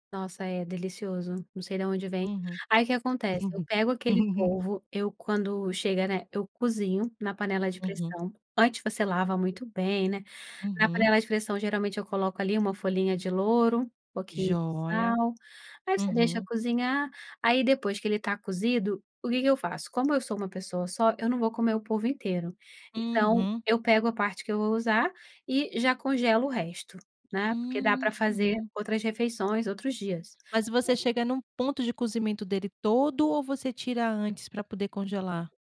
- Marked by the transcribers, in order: laugh; unintelligible speech
- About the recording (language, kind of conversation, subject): Portuguese, podcast, Como foi a sua primeira vez provando uma comida típica?